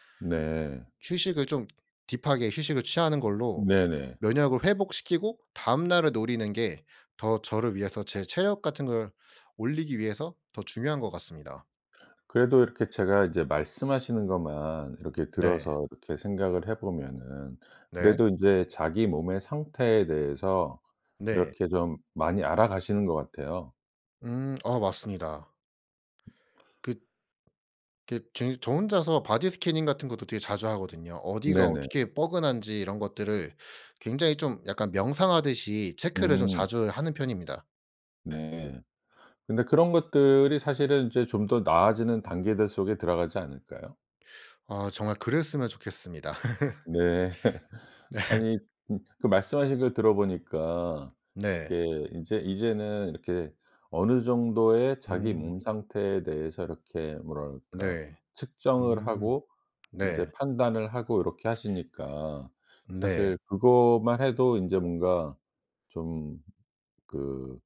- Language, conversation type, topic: Korean, podcast, 회복 중 운동은 어떤 식으로 시작하는 게 좋을까요?
- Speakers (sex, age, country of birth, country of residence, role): male, 25-29, South Korea, South Korea, guest; male, 55-59, South Korea, United States, host
- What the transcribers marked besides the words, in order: in English: "딥하게"; other background noise; in English: "바디 스캐닝"; laugh; laughing while speaking: "네"